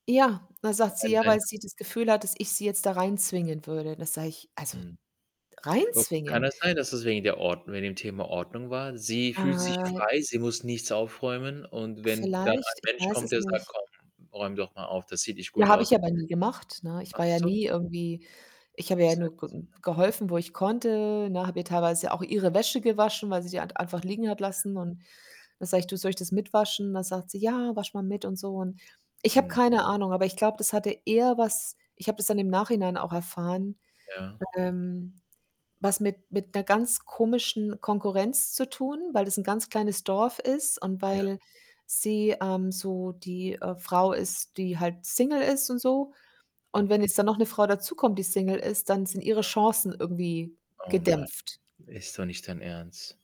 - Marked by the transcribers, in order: unintelligible speech; other background noise; static; distorted speech
- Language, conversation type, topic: German, unstructured, Wie gehst du mit Menschen um, die dich enttäuschen?